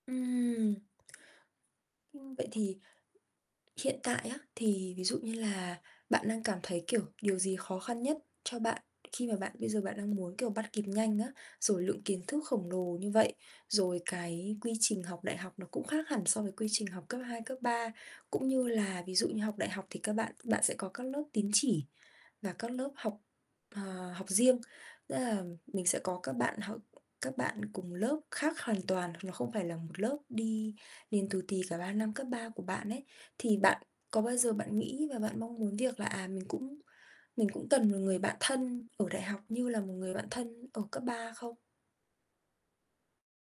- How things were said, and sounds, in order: distorted speech; tapping
- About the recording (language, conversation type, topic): Vietnamese, advice, Sau một kỳ nghỉ dài, tôi nên bắt đầu phục hồi như thế nào?